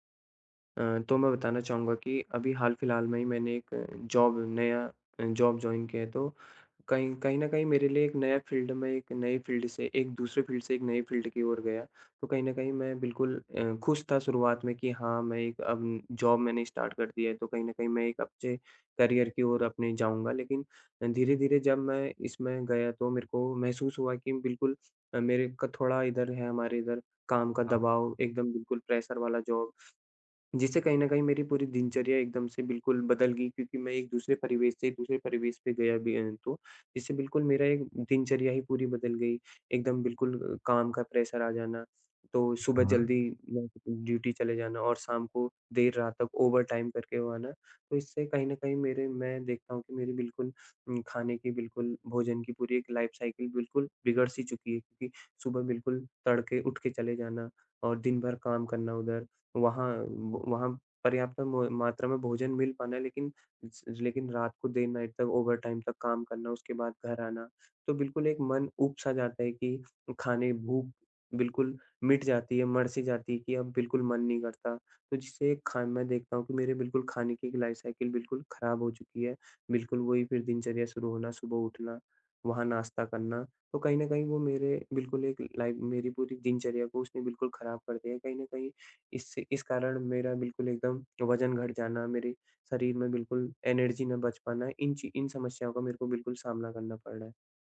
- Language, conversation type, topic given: Hindi, advice, काम के दबाव के कारण अनियमित भोजन और भूख न लगने की समस्या से कैसे निपटें?
- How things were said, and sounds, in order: in English: "जॉब"; in English: "जॉब जॉइन"; in English: "फील्ड"; in English: "फील्ड"; in English: "फील्ड"; in English: "फील्ड"; in English: "जॉब"; in English: "स्टार्ट"; in English: "करियर"; in English: "प्रेशर"; in English: "जॉब"; in English: "प्रेशर"; in English: "ओवरटाइम"; in English: "लाइफ साइकिल"; in English: "नाइट"; in English: "ओवरटाइम"; in English: "लाइफ साइकिल"; in English: "लाइफ"; tapping; in English: "एनर्जी"